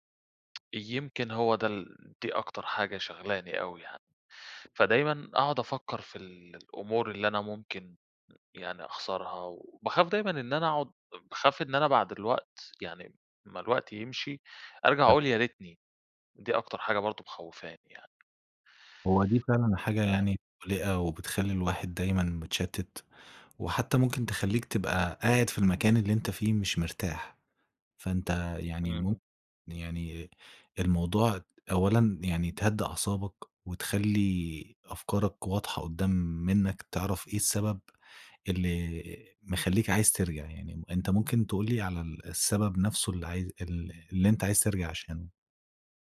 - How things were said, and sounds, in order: tsk; tapping; other background noise
- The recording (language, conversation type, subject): Arabic, advice, إيه اللي أنسب لي: أرجع بلدي ولا أفضل في البلد اللي أنا فيه دلوقتي؟